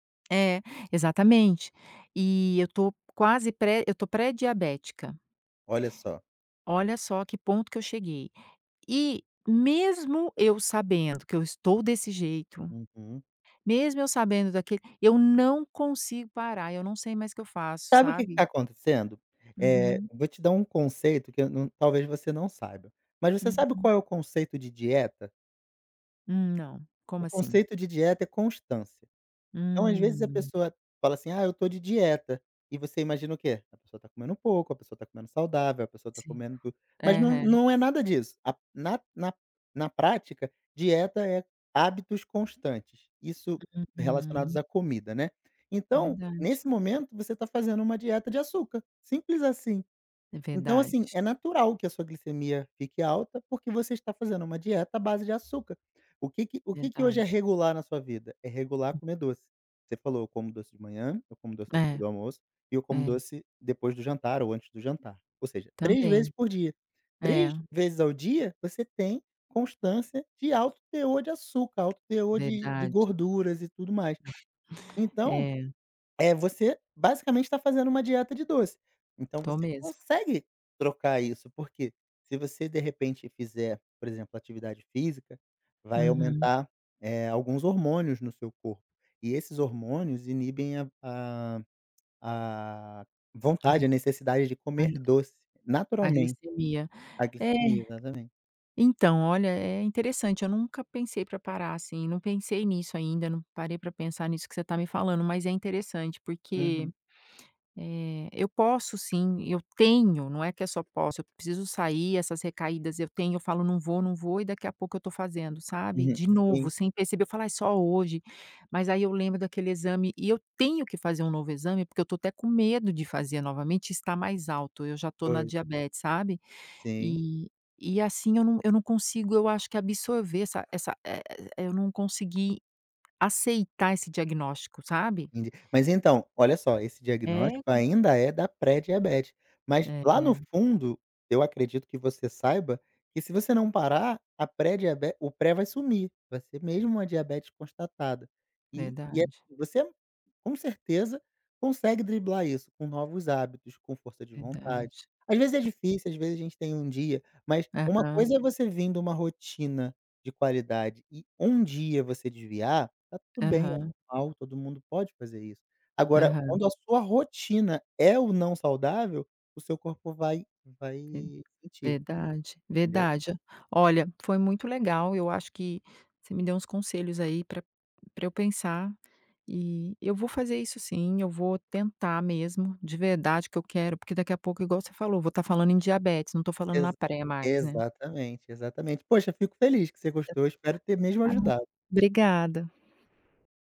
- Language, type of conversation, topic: Portuguese, advice, Como posso lidar com recaídas frequentes em hábitos que quero mudar?
- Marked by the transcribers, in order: other background noise; tapping; chuckle; unintelligible speech